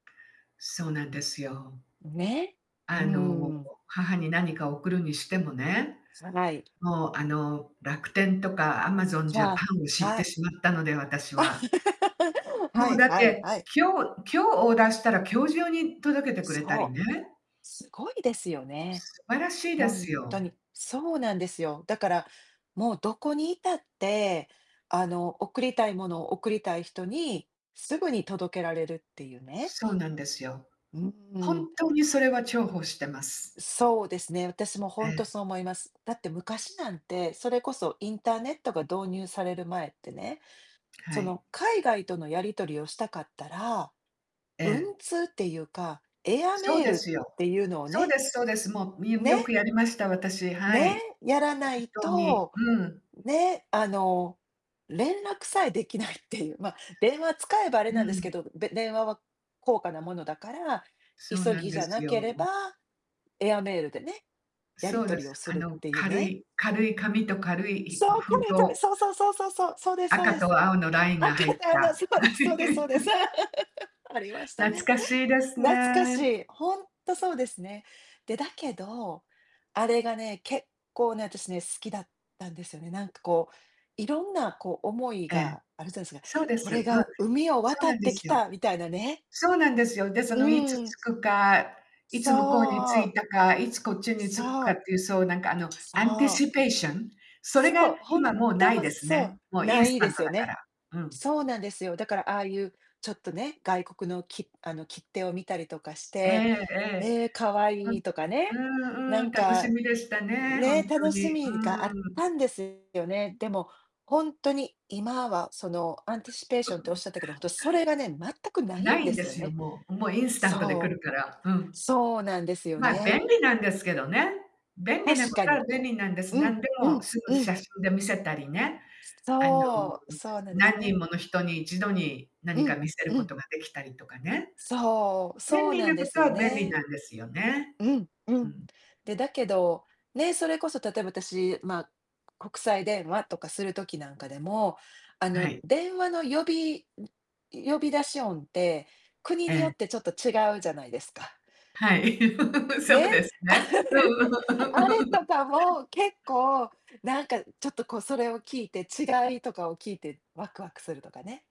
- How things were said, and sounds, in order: laugh; unintelligible speech; laugh; laughing while speaking: "赤と青の、そうです そうです そうです"; laugh; chuckle; tapping; in English: "アンティシペーション"; in English: "インスタント"; distorted speech; in English: "アンティシペーション"; laughing while speaking: "うん"; in English: "インスタント"; laugh
- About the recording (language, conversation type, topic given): Japanese, unstructured, テクノロジーの進化によって、あなたの生活はどのように変わりましたか？